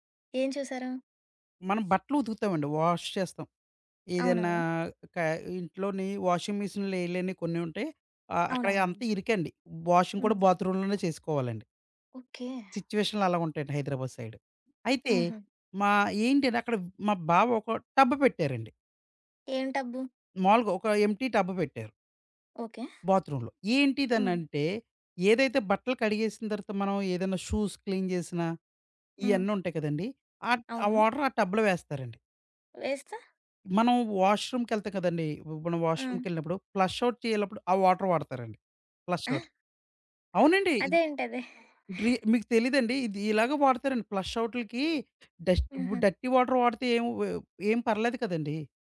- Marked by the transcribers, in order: in English: "వాష్"; in English: "వాషింగ్ మెషిన్‌లో"; in English: "వాషింగ్"; in English: "బాత్‌రూమ్"; other background noise; in English: "సైడ్"; in English: "టబ్"; in English: "ఎంప్టీ టబ్"; in English: "బాత్‌రూమ్‌లో"; tapping; in English: "షూస్ క్లీన్"; in English: "వాటర్"; in English: "టబ్‌లో"; in English: "వాష్‌రూమ్‌కెళ్తా"; in English: "వాష్‌రూమ్‌కెళ్ళినప్పుడు, ఫ్లష్ ఔట్"; in English: "వాటర్"; in English: "ఫ్లష్ ఔట్"; in English: "ప్లష్"; in English: "డస్ట్"; in English: "డిర్టీ వాటర్"
- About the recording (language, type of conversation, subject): Telugu, podcast, ఇంట్లో నీటిని ఆదా చేయడానికి మనం చేయగల పనులు ఏమేమి?